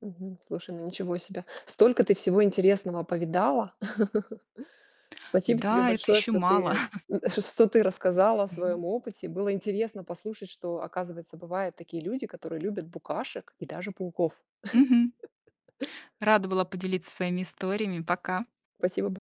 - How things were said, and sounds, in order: laugh; chuckle; laugh
- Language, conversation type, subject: Russian, podcast, Какой момент в природе поразил вас больше всего?